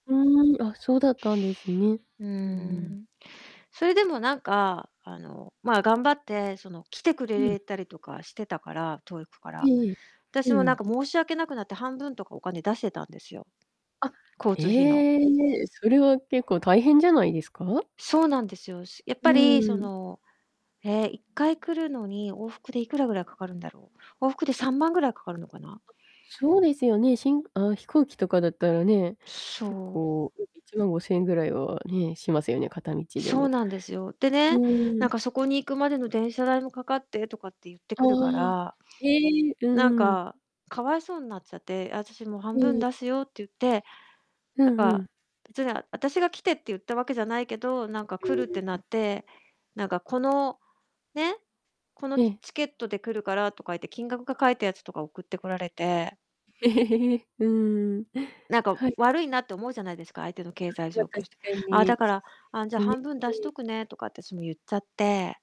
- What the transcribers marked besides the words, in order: distorted speech; unintelligible speech; chuckle; unintelligible speech
- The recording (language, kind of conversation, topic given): Japanese, advice, 恋人に別れを切り出すべきかどうか迷っている状況を説明していただけますか？